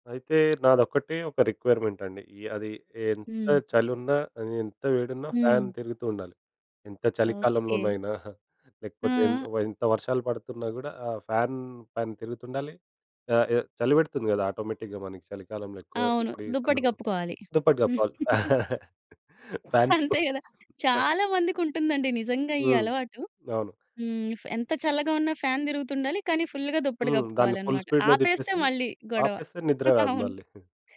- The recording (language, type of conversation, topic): Telugu, podcast, రాత్రి బాగా నిద్రపోవడానికి మీకు ఎలాంటి వెలుతురు మరియు శబ్ద వాతావరణం ఇష్టం?
- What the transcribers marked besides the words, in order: in English: "రిక్వైర్మెంట్"; tapping; in English: "ఆటోమేటిక్‌గా"; chuckle; in English: "ఫుల్‌గా"; in English: "ఫుల్ స్పీడ్‌లో"; chuckle